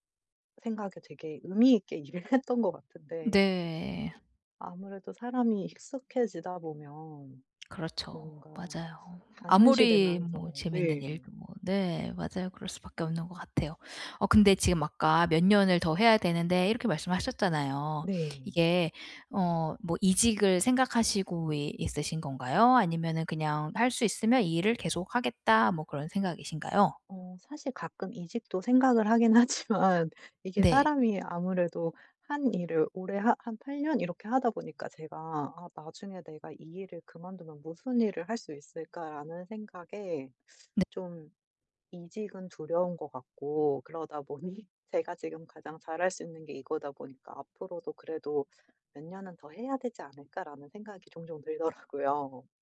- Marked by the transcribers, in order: laughing while speaking: "했던"; other background noise; laughing while speaking: "하지만"; tapping; laughing while speaking: "보니"; laughing while speaking: "들더라고요"
- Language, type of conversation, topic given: Korean, advice, 반복적인 업무 때문에 동기가 떨어질 때, 어떻게 일에서 의미를 찾을 수 있을까요?